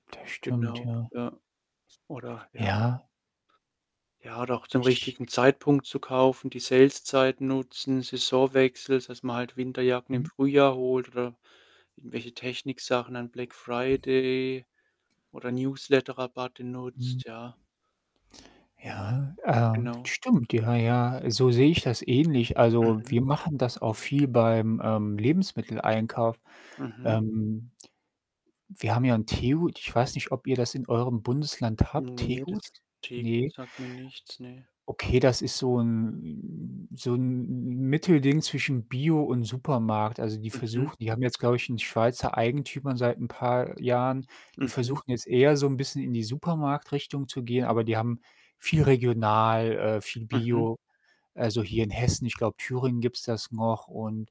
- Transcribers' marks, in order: other background noise; distorted speech; static; drawn out: "so 'n"
- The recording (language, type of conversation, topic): German, unstructured, Wie kann man mit einem kleinen Budget klug leben?